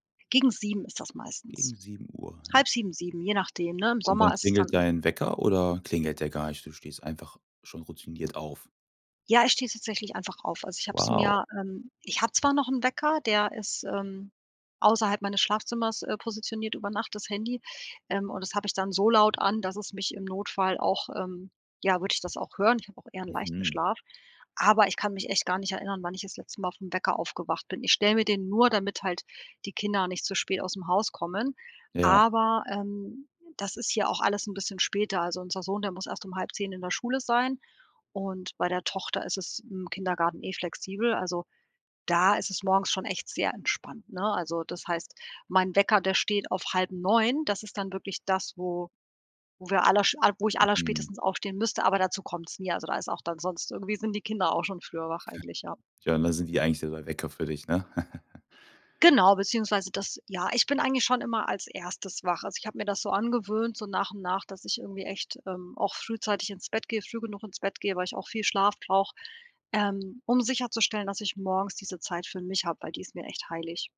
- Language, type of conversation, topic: German, podcast, Wie sieht deine Morgenroutine eigentlich aus, mal ehrlich?
- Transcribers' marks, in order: snort; chuckle; other background noise